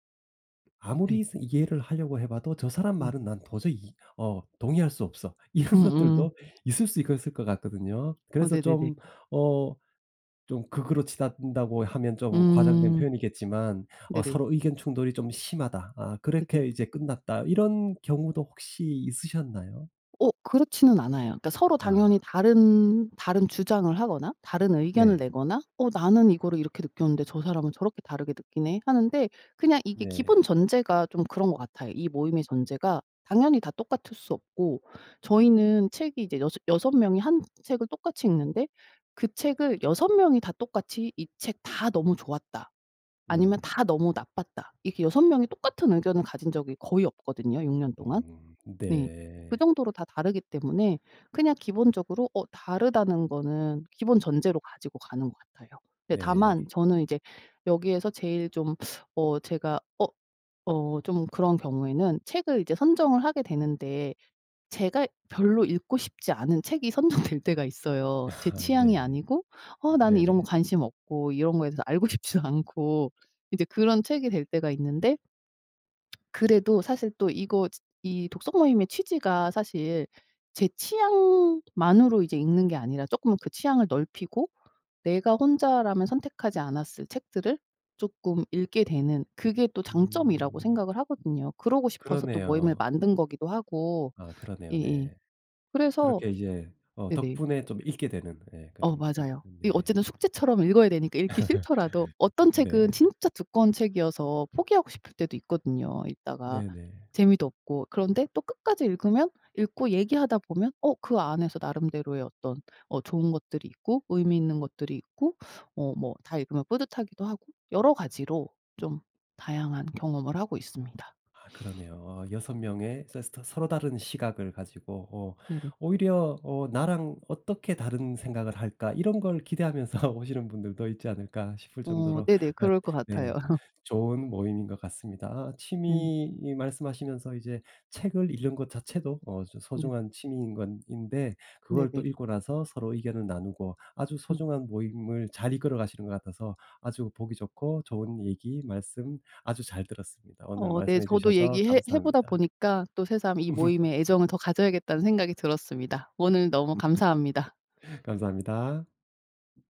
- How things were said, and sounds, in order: tapping; laughing while speaking: "이런 것들도"; laughing while speaking: "아"; laughing while speaking: "선정될"; laughing while speaking: "싶지도"; lip smack; other background noise; laugh; sniff; laughing while speaking: "기대하면서"; laugh; laugh
- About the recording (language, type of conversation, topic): Korean, podcast, 취미 모임이나 커뮤니티에 참여해 본 경험은 어땠나요?